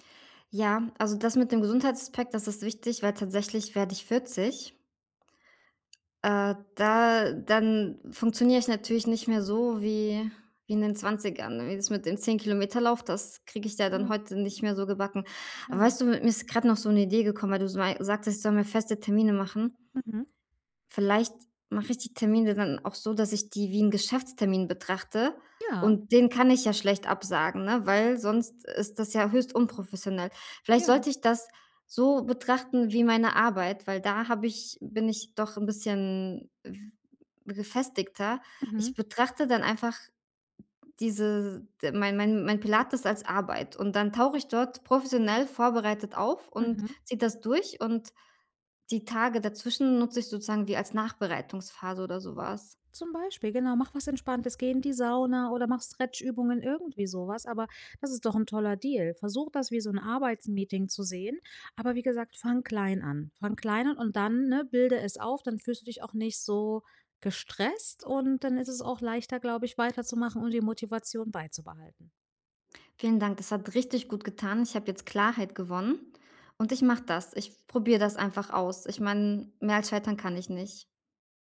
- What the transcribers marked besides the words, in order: tapping; background speech; other background noise
- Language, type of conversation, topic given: German, advice, Wie bleibe ich bei einem langfristigen Projekt motiviert?